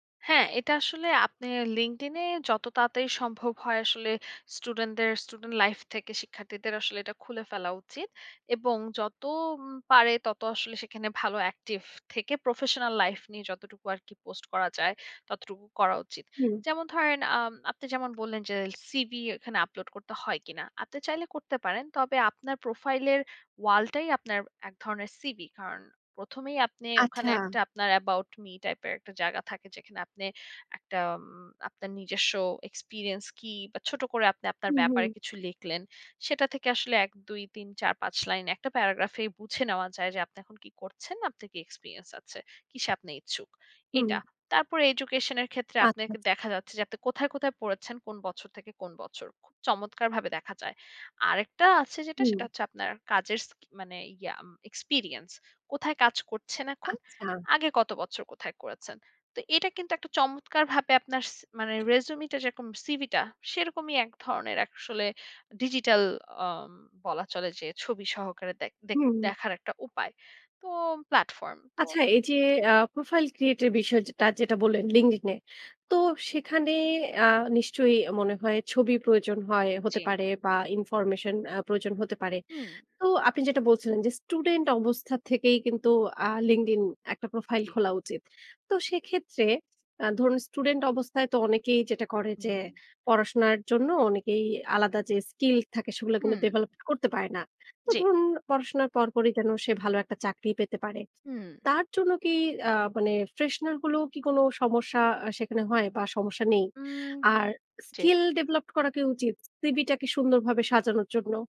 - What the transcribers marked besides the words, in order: in English: "resume"; in English: "profile create"; in English: "information"; in English: "ফ্রেশনার"; "fresher" said as "ফ্রেশনার"; in English: "skill developed"
- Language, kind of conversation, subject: Bengali, podcast, সিভি লেখার সময় সবচেয়ে বেশি কোন বিষয়টিতে নজর দেওয়া উচিত?